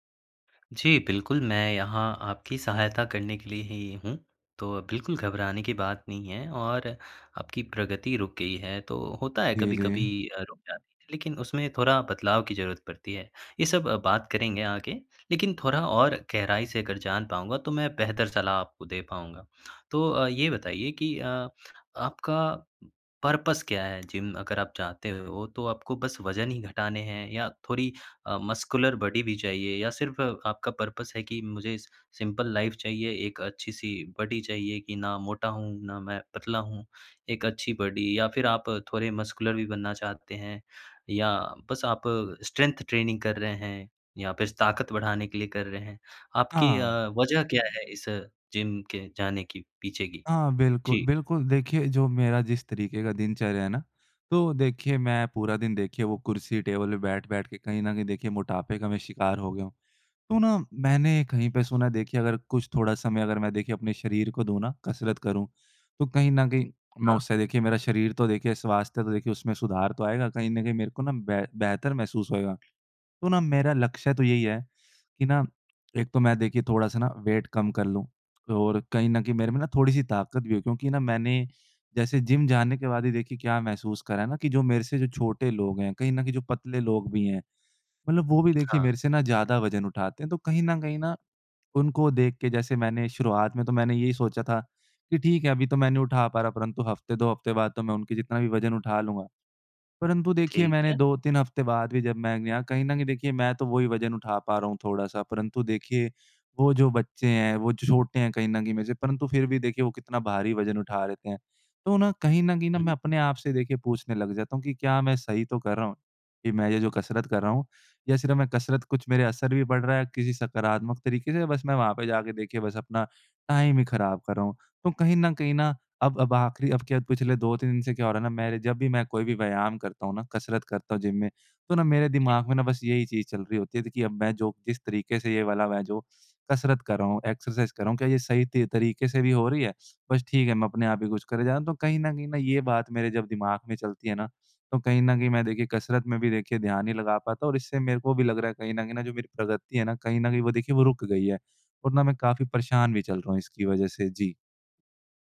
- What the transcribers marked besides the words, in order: "थोड़ा" said as "थोरा"; "थोड़ा" said as "थोरा"; in English: "पर्पज़"; "थोड़ी" said as "थोरी"; in English: "मस्कुलर बॉडी"; in English: "पर्पज़"; in English: "स सिंपल लाइफ़"; in English: "बॉडी"; in English: "बॉडी"; "थोड़े" said as "थोरे"; in English: "मस्कुलर"; in English: "स्ट्रेंथ ट्रेनिंग"; other background noise; in English: "वेट"; in English: "टाइम"; in English: "एक्सरसाइज़"
- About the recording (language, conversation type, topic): Hindi, advice, आपकी कसरत में प्रगति कब और कैसे रुक गई?